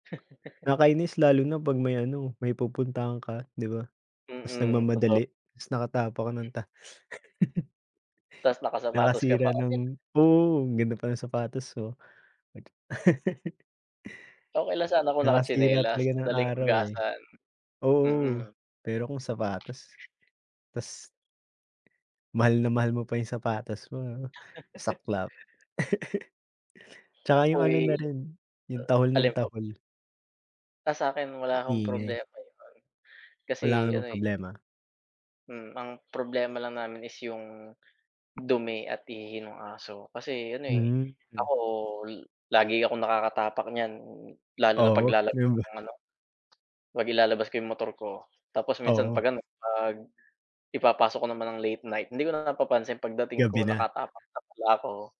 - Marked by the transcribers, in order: chuckle; other background noise; laugh; chuckle; unintelligible speech
- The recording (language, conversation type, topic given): Filipino, unstructured, Paano mo inilalarawan ang isang mabuting kapitbahay?